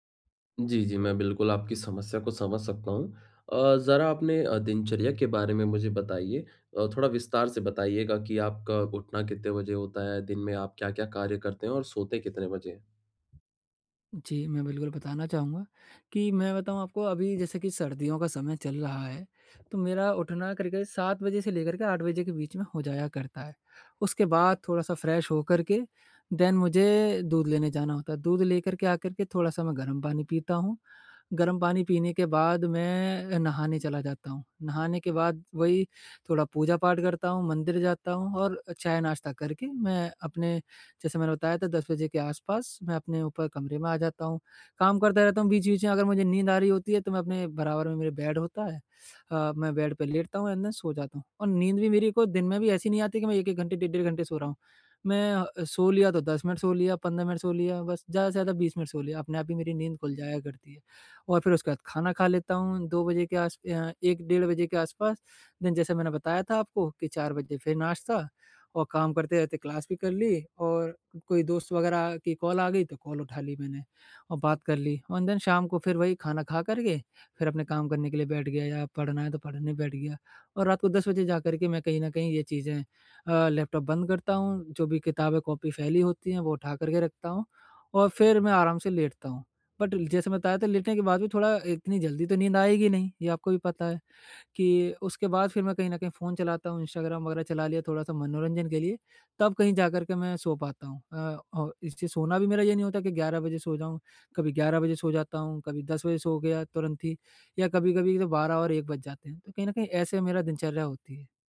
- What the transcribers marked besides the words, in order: in English: "फ्रेश"; in English: "देन"; in English: "एंड देन"; in English: "देन"; in English: "क्लास"; in English: "एन देन"; in English: "बट"
- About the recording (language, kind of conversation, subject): Hindi, advice, शाम को नींद बेहतर करने के लिए फोन और अन्य स्क्रीन का उपयोग कैसे कम करूँ?